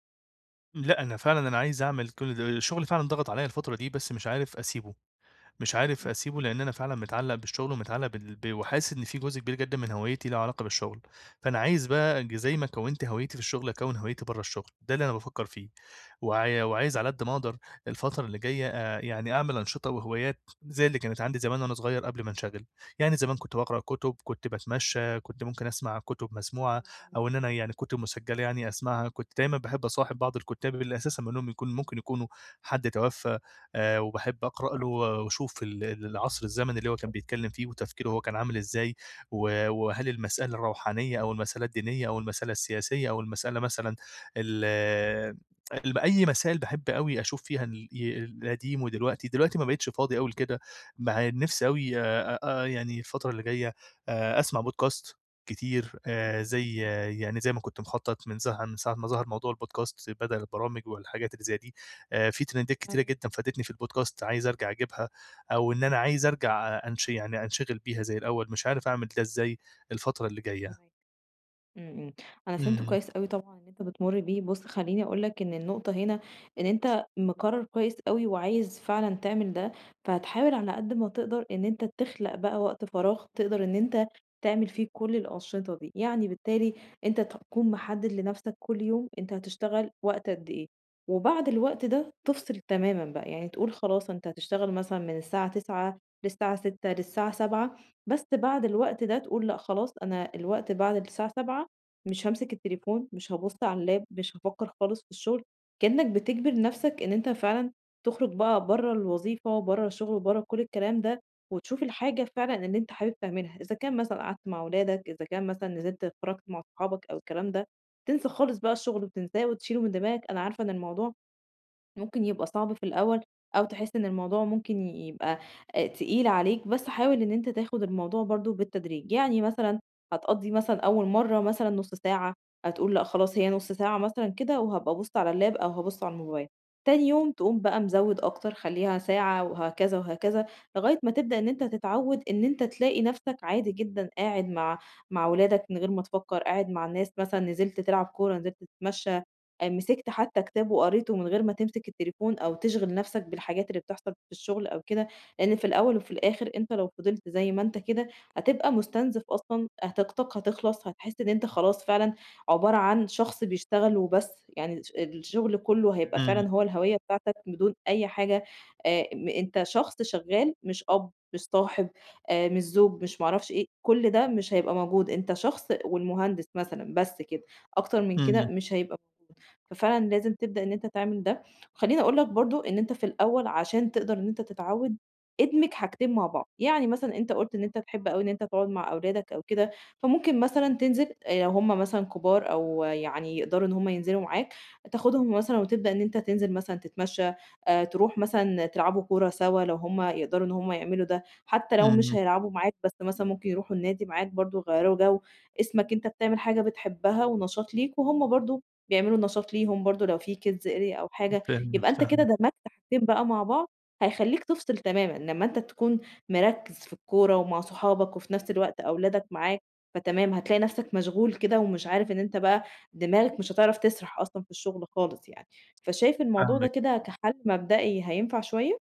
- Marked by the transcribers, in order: tsk; in English: "podcast"; in English: "الpodcasts"; in English: "تريندات"; unintelligible speech; in English: "الpodcast"; other background noise; tapping; in English: "اللاب"; in English: "اللاب"; in English: "kids area"
- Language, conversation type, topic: Arabic, advice, إزاي أتعرف على نفسي وأبني هويتي بعيد عن شغلي؟